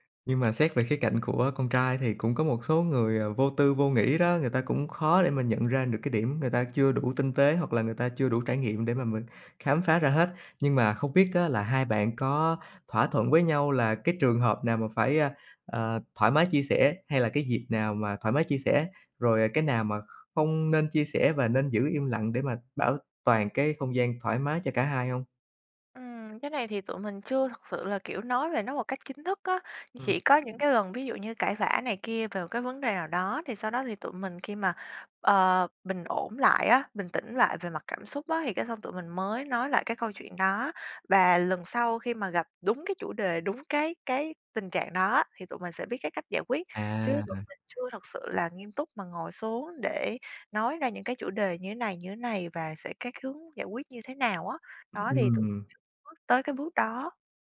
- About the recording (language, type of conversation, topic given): Vietnamese, advice, Vì sao bạn thường che giấu cảm xúc thật với người yêu hoặc đối tác?
- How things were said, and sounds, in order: tapping; bird; other background noise